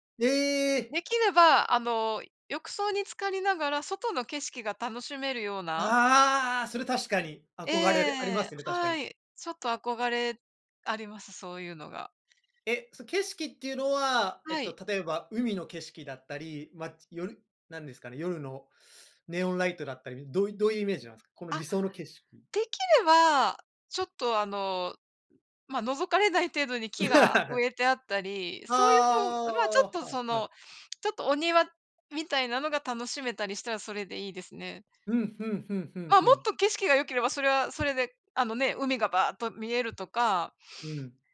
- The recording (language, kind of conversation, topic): Japanese, unstructured, あなたの理想的な住まいの環境はどんな感じですか？
- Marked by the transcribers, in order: laugh